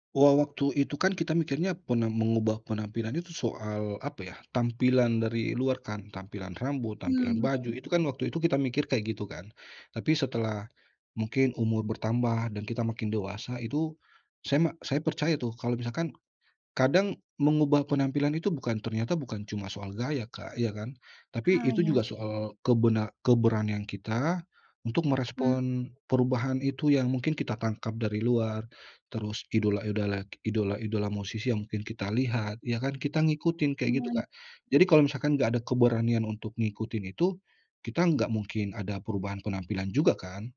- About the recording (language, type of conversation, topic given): Indonesian, podcast, Pernahkah kamu mengalami sesuatu yang membuatmu mengubah penampilan?
- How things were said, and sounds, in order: none